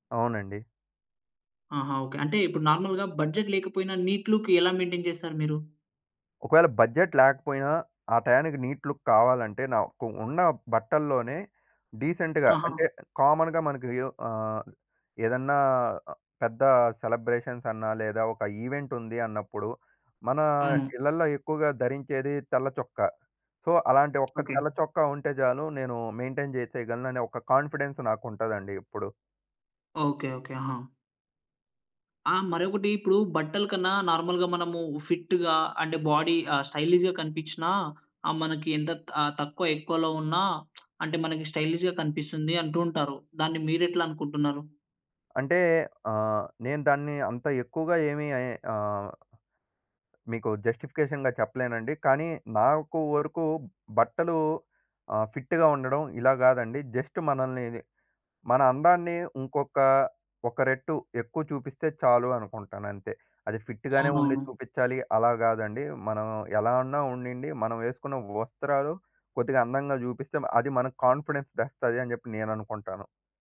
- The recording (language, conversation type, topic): Telugu, podcast, తక్కువ బడ్జెట్‌లో కూడా స్టైలుగా ఎలా కనిపించాలి?
- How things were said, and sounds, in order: in English: "నార్మల్‌గా బడ్జెట్"; in English: "నీట్ లుక్"; in English: "మెయింటేన్"; in English: "బడ్జెట్"; in English: "నీట్ లుక్"; in English: "డీసెంట్‌గా"; in English: "కామన్‌గా"; in English: "సెలబ్రేషన్స్"; in English: "ఈవెంట్"; in English: "సో"; in English: "మెయింటైన్"; in English: "కాన్ఫిడెన్స్"; in English: "నార్మల్‌గా"; in English: "ఫిట్‌గా"; in English: "బాడీ"; in English: "స్టైలిష్‌గా"; lip smack; in English: "స్టైలిష్‌గా"; tapping; in English: "జస్టిఫికేషన్‌గా"; in English: "ఫిట్‌గా"; in English: "జస్ట్"; in English: "ఫిట్‌గానే"; in English: "కాన్ఫిడెన్స్"